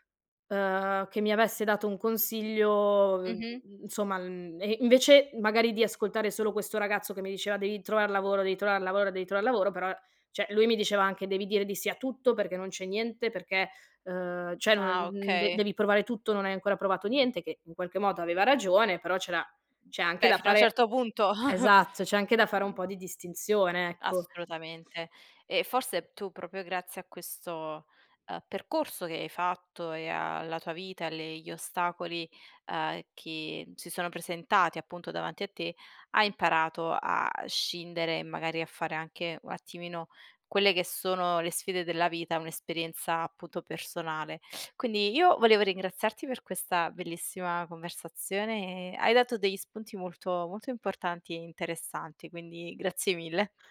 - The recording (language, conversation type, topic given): Italian, podcast, Come scegli tra una passione e un lavoro stabile?
- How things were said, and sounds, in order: other background noise; "cioè" said as "ceh"; "cioè" said as "ceh"; chuckle; tapping